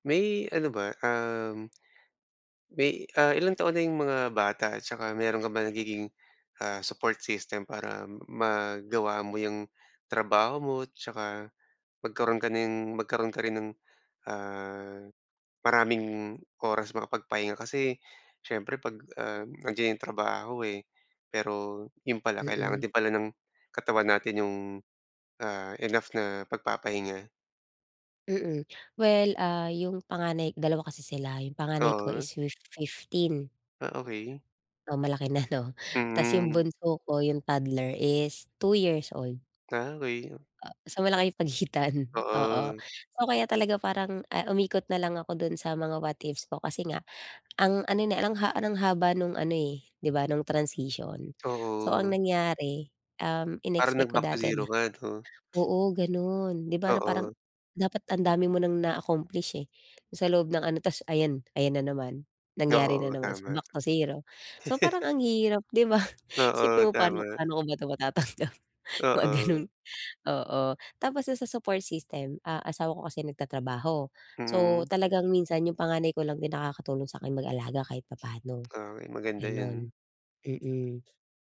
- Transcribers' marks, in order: in English: "so back to zero"; laugh; other background noise
- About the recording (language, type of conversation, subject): Filipino, advice, Paano ko matatanggap ang mga pangarap at inaasahang hindi natupad sa buhay?